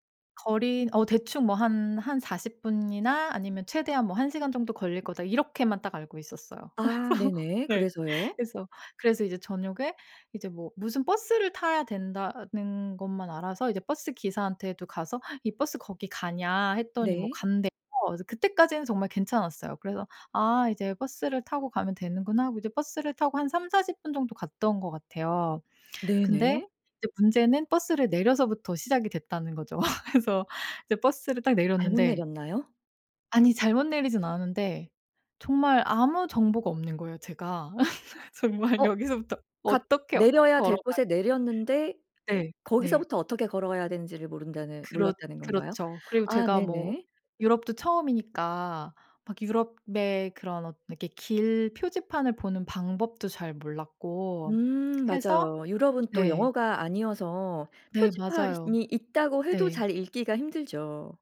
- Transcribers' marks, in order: laughing while speaking: "그래서 네"; laugh; laughing while speaking: "그래서"; laugh; laughing while speaking: "정말 여기서부터 어떻게 걸어가야"; other background noise
- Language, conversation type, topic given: Korean, podcast, 여행 중 가장 큰 실수는 뭐였어?